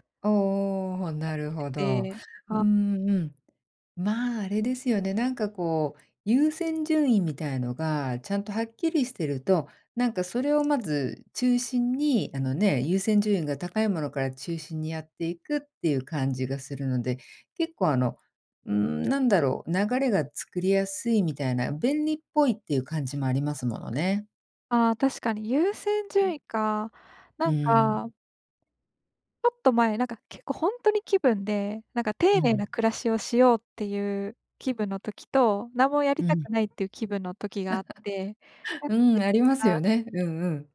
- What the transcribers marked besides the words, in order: chuckle; unintelligible speech
- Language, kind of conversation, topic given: Japanese, advice, 家事や日課の優先順位をうまく決めるには、どうしたらよいですか？